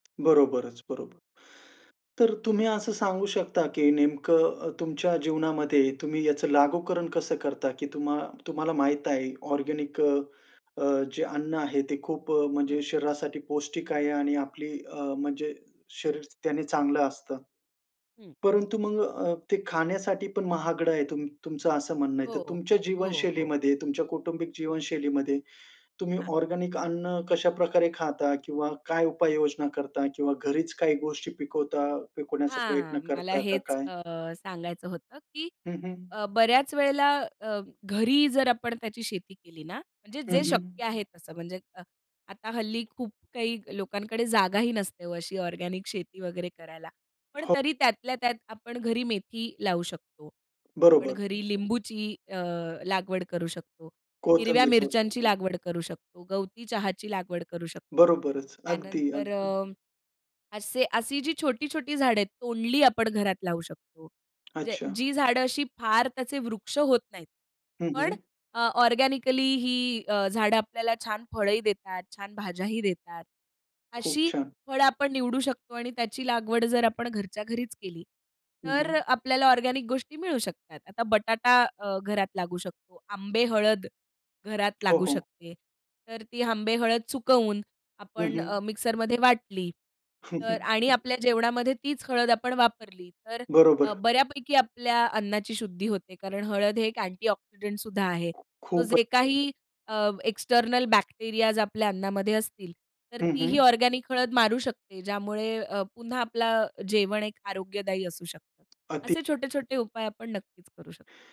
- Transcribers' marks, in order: tapping; other background noise; chuckle; in English: "अँटीऑक्सिडंट"; in English: "एक्स्टर्नल बॅक्टेरियाज"; other noise
- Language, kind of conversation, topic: Marathi, podcast, सेंद्रिय अन्न खरंच अधिक चांगलं आहे का?